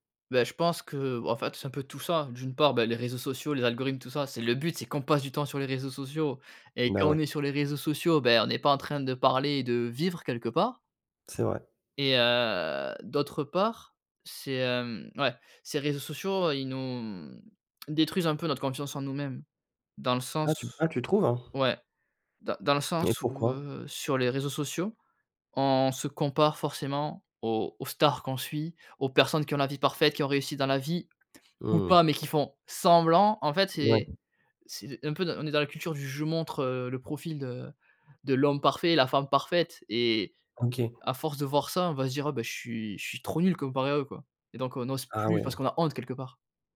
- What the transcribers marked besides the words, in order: stressed: "passe"; drawn out: "heu"; stressed: "semblant"; other background noise
- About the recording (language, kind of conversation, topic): French, podcast, Comment cultives-tu ta curiosité au quotidien ?